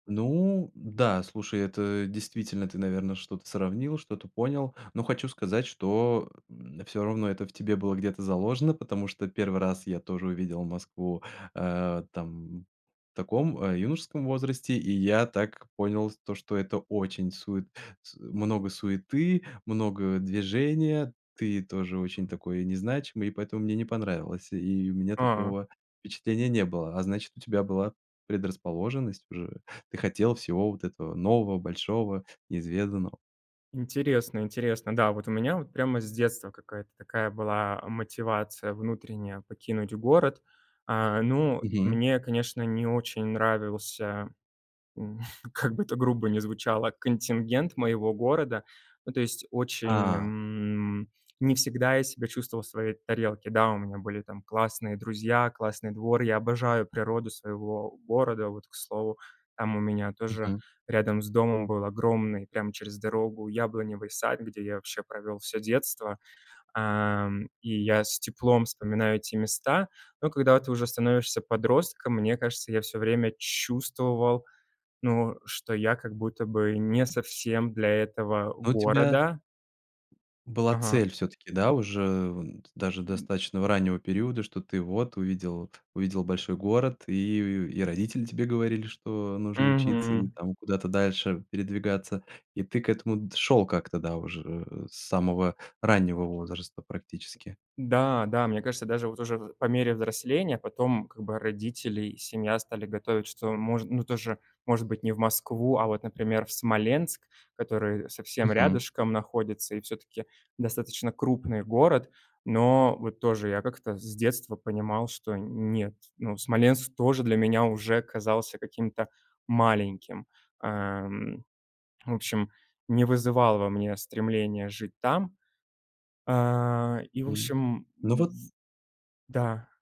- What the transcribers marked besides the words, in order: laughing while speaking: "как бы это грубо ни звучало"; tapping; other noise; other background noise
- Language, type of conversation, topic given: Russian, podcast, Как вы приняли решение уехать из родного города?